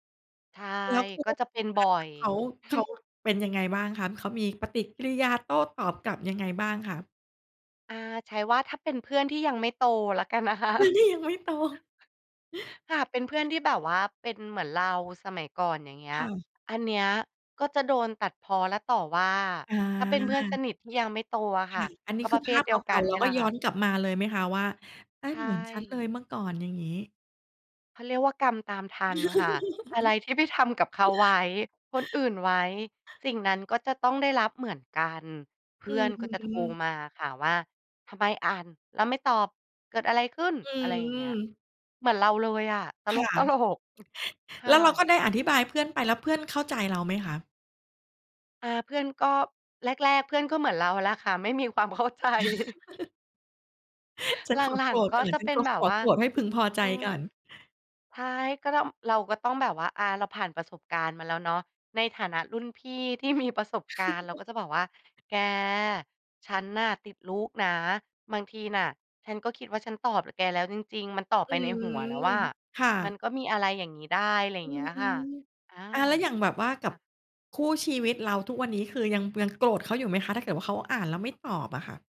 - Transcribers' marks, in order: unintelligible speech; chuckle; laughing while speaking: "นะคะ"; laughing while speaking: "เพื่อนที่ยังไม่โต"; giggle; laughing while speaking: "ตลก"; other background noise; laughing while speaking: "ความเข้าใจ"; chuckle; tapping; chuckle
- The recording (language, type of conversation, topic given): Thai, podcast, คุณรู้สึกยังไงกับคนที่อ่านแล้วไม่ตอบ?